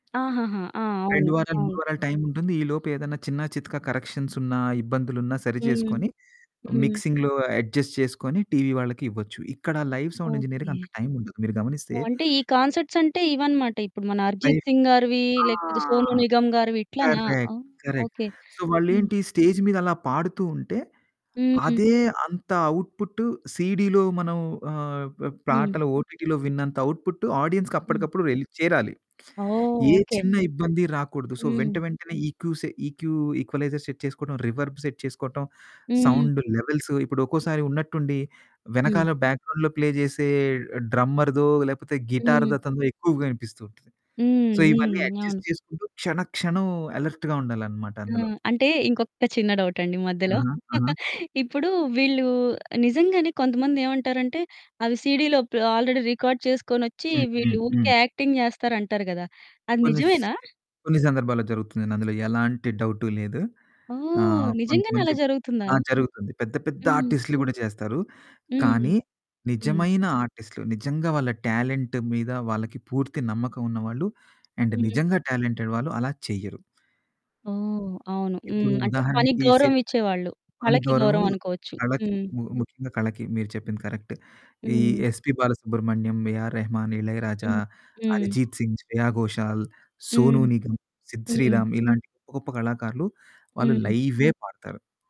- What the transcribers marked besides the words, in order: static; in English: "మిక్సింగ్‌లో అడ్జస్ట్"; in English: "లైవ్"; in English: "కరెక్ట్. కరెక్ట్. సో"; in English: "స్టేజ్"; in English: "సీడీలో"; in English: "ఓటీటీ‌లో"; in English: "ఆడియన్స్‌కప్పడకప్పుడు"; in English: "సో"; other background noise; in English: "ఈక్వలైజర్ సెట్"; in English: "రివర్బ్ సెట్"; in English: "లెవెల్స్"; in English: "బ్యాక్‌గ్రౌం‌డ్‌లో ప్లే"; in English: "డ్రమ్మర్‌దో"; in English: "గిటార్‌దతనదో"; in English: "సో"; in English: "అడ్జస్ట్"; in English: "అలర్ట్‌గా"; chuckle; in English: "సీడీలో"; in English: "ఆల్రెడీ రికార్డ్"; in English: "యాక్టింగ్"; in English: "టాలెంట్"; in English: "అండ్"; in English: "టాలెంటెడ్"; distorted speech; in English: "కరక్ట్"
- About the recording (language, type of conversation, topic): Telugu, podcast, పని ద్వారా మీకు సంతోషం కలగాలంటే ముందుగా ఏం అవసరం?